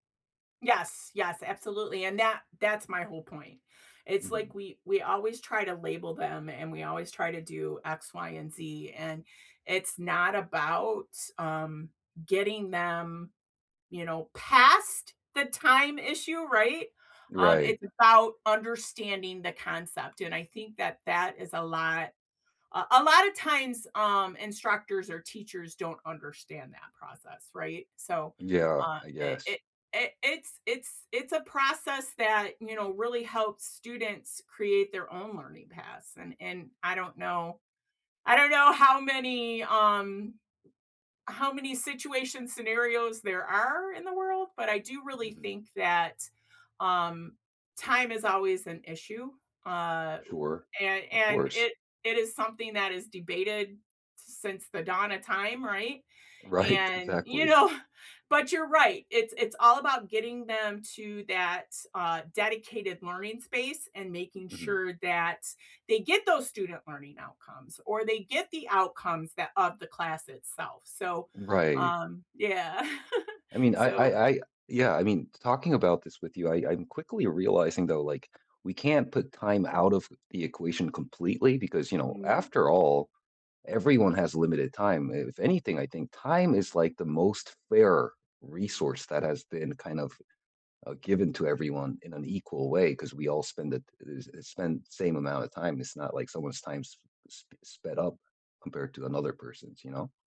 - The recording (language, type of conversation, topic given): English, unstructured, What is one belief you hold that others might disagree with?
- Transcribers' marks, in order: stressed: "past"; tapping; laughing while speaking: "Right"; laughing while speaking: "know"; laugh; background speech